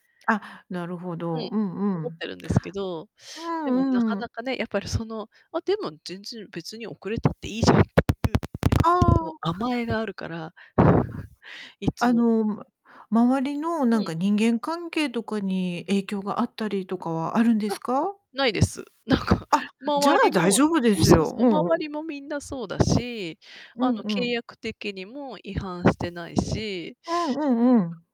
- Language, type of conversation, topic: Japanese, advice, いつも約束や出社に遅刻してしまうのはなぜですか？
- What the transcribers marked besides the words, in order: unintelligible speech; laugh